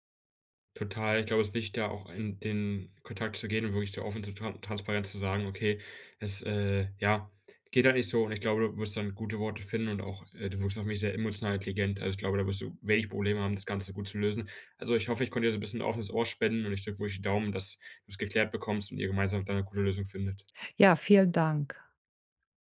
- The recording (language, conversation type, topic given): German, advice, Wie kann ich Kritik annehmen, ohne sie persönlich zu nehmen?
- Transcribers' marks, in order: none